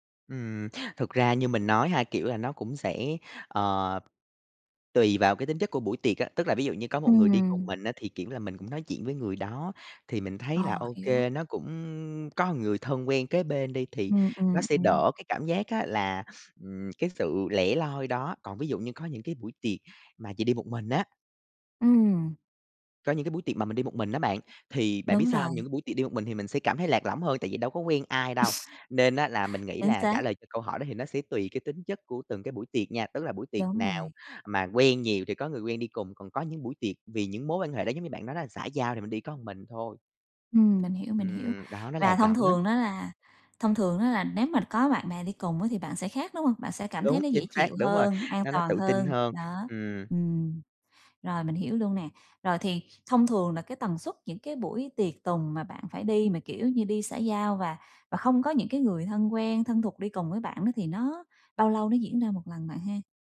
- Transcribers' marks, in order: tapping; sniff; chuckle
- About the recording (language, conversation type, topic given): Vietnamese, advice, Tại sao tôi cảm thấy lạc lõng ở những bữa tiệc này?
- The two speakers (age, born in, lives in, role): 25-29, Vietnam, Vietnam, user; 35-39, Vietnam, Vietnam, advisor